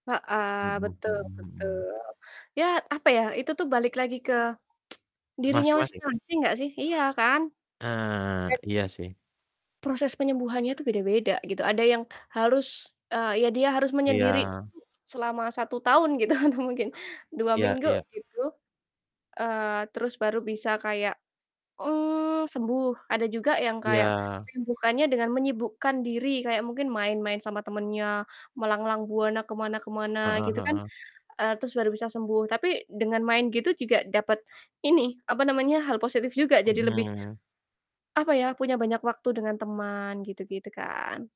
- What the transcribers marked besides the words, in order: static; other background noise; tsk; distorted speech; laughing while speaking: "gitu, atau mungkin"
- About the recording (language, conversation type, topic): Indonesian, unstructured, Apa pelajaran terberat yang bisa dipetik dari sebuah perpisahan?